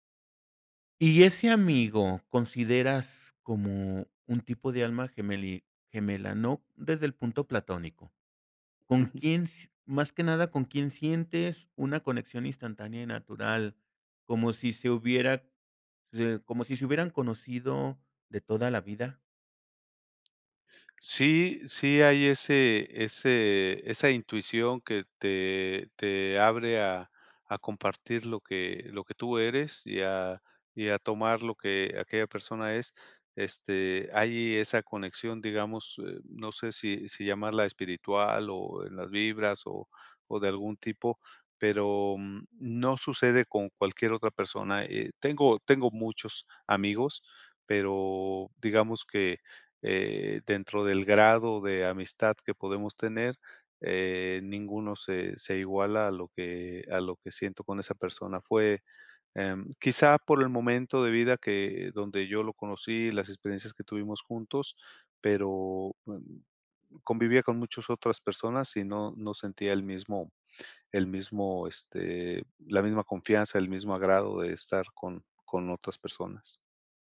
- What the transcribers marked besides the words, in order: other background noise
- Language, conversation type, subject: Spanish, podcast, Cuéntame sobre una amistad que cambió tu vida